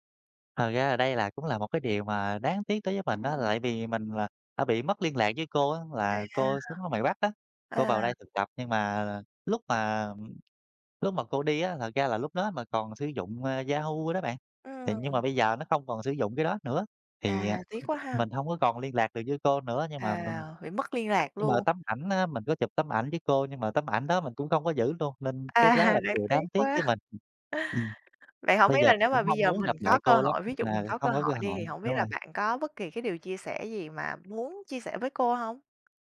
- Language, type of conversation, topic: Vietnamese, podcast, Bạn có thể kể về một thầy hoặc cô đã ảnh hưởng lớn đến bạn không?
- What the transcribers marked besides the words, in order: other background noise; tapping; laughing while speaking: "À"